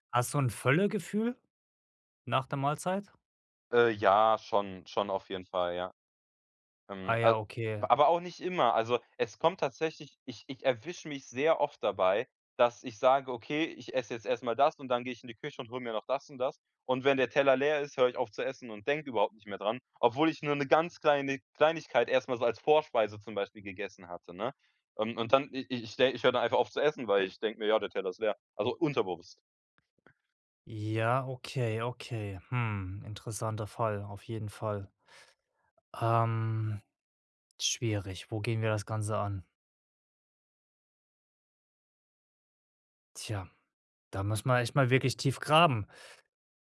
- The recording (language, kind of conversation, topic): German, advice, Woran erkenne ich, ob ich wirklich Hunger habe oder nur Appetit?
- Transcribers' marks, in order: none